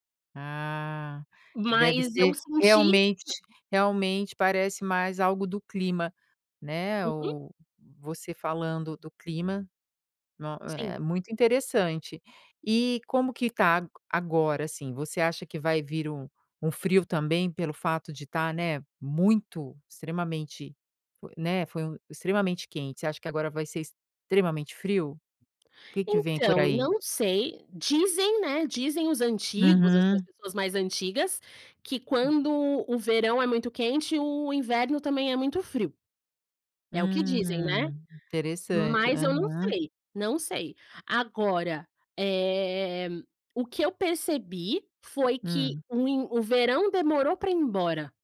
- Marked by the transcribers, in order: other background noise
- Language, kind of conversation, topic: Portuguese, podcast, Que sinais de clima extremo você notou nas estações recentes?